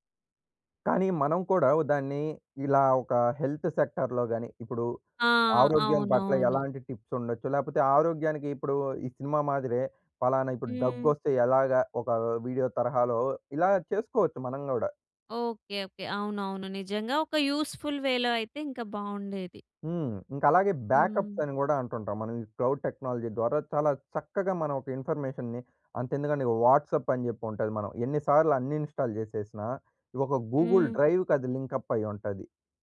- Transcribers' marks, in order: in English: "హెల్త్ సెక్టార్‌లో"; in English: "టిప్స్"; in English: "వీడియో"; in English: "యూజ్‌ఫుల్ వేలో"; in English: "బ్యాకప్స్"; in English: "క్లౌడ్ టెక్నాలజీ"; in English: "ఇన్ఫర్మేషన్‌ని"; in English: "వాట్సాప్"; in English: "అన్‌ఇన్‌స్టాల్"; in English: "గూగుల్ డ్రైవ్‌కి"; in English: "లింకప్"
- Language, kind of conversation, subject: Telugu, podcast, మీరు మొదట టెక్నాలజీని ఎందుకు వ్యతిరేకించారు, తర్వాత దాన్ని ఎలా స్వీకరించి ఉపయోగించడం ప్రారంభించారు?